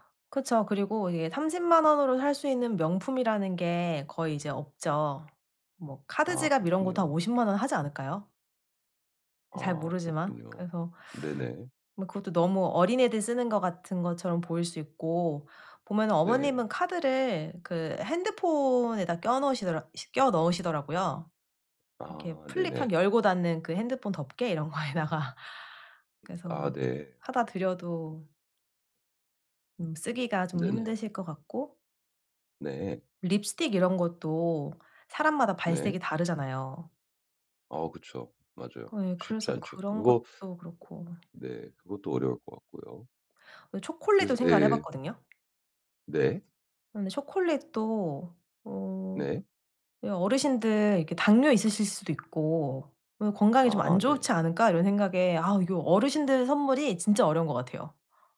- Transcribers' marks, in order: other background noise; tapping; laughing while speaking: "이런 거에다가"
- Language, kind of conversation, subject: Korean, advice, 특별한 사람을 위한 선물을 고르기 어려울 때는 어디서부터 시작하면 좋을까요?